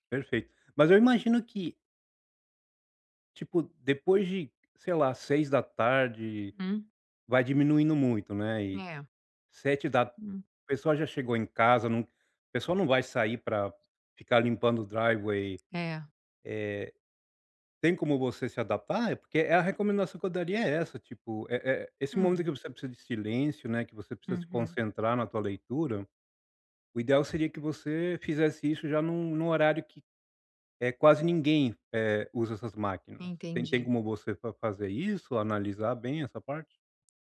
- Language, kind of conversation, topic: Portuguese, advice, Como posso relaxar em casa com tantas distrações e barulho ao redor?
- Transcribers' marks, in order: in English: "driveway"